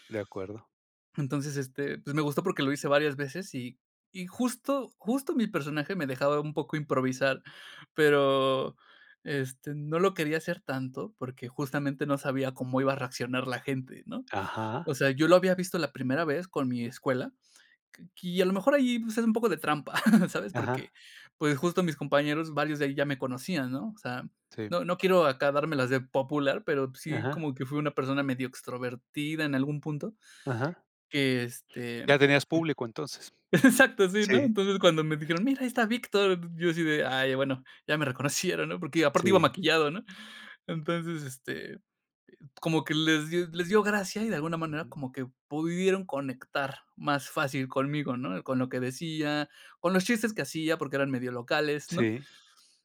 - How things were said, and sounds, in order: laugh; laughing while speaking: "exacto sí, ¿no?"; other background noise; laughing while speaking: "Entonces, este"
- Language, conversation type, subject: Spanish, podcast, ¿Qué señales buscas para saber si tu audiencia está conectando?